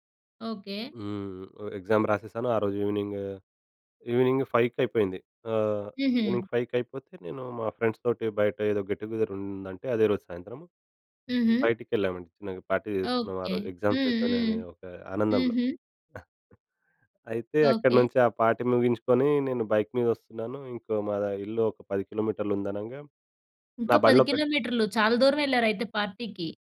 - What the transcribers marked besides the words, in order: in English: "ఎగ్జామ్"; in English: "ఈవెనింగ్"; in English: "ఈవెనింగ్"; in English: "ఫ్రెండ్స్‌తోటి"; in English: "గెట్ టుగెదర్"; in English: "పార్టీ"; chuckle; in English: "పార్టీ"; in English: "పార్టీ‌కి"
- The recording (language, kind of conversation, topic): Telugu, podcast, వర్షం లేదా రైలు ఆలస్యం వంటి అనుకోని పరిస్థితుల్లో ఆ పరిస్థితిని మీరు ఎలా నిర్వహిస్తారు?